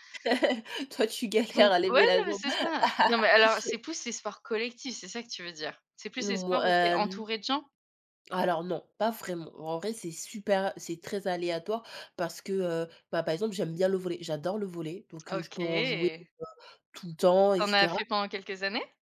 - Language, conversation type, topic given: French, unstructured, Penses-tu que le sport peut aider à gérer le stress ?
- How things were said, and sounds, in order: laugh; laughing while speaking: "galères"; laugh